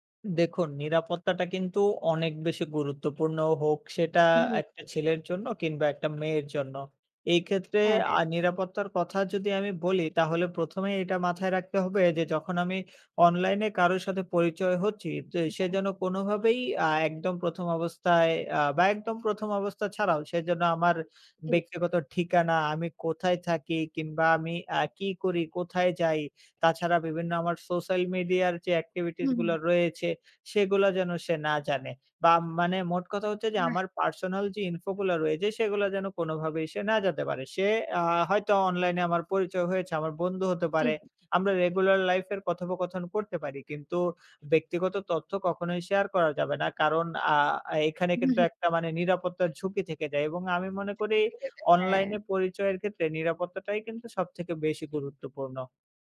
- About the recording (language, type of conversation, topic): Bengali, podcast, অনলাইনে পরিচয়ের মানুষকে আপনি কীভাবে বাস্তবে সরাসরি দেখা করার পর্যায়ে আনেন?
- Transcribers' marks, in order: tapping; other background noise